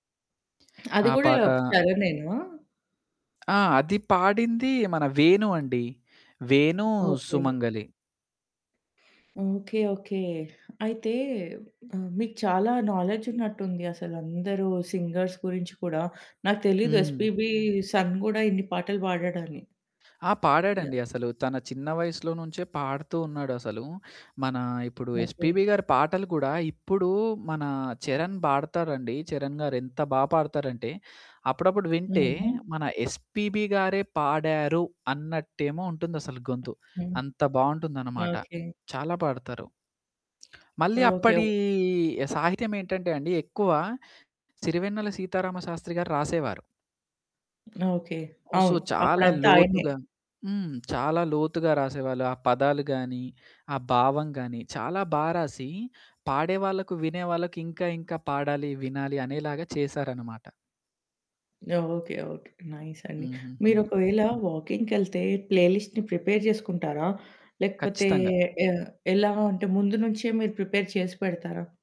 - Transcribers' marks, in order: other background noise; in English: "నాలెడ్జ్"; in English: "సింగర్స్"; in English: "సన్"; static; drawn out: "అప్పటీ"; in English: "సో"; in English: "నైస్"; in English: "వాకింగ్‌కెళ్తే ప్లే లిస్ట్‌ని, ప్రిపేర్"; in English: "ప్రిపేర్"
- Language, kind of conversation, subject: Telugu, podcast, సంగీతం వినడం లేదా నడకలాంటి సరళమైన పద్ధతులు మీకు ఎంతవరకు ఉపయోగపడతాయి?